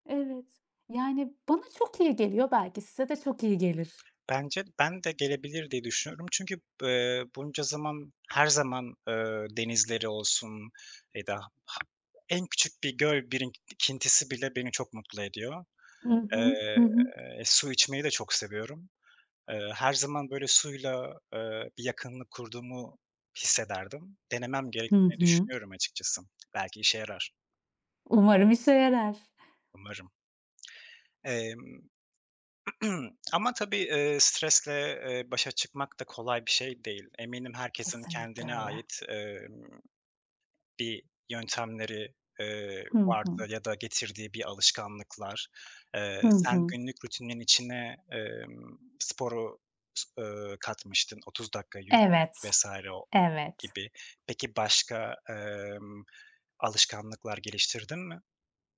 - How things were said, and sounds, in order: other background noise; tapping; "birikintisi" said as "birinkintisi"; throat clearing
- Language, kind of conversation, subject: Turkish, unstructured, Günlük yaşamda stresi nasıl yönetiyorsun?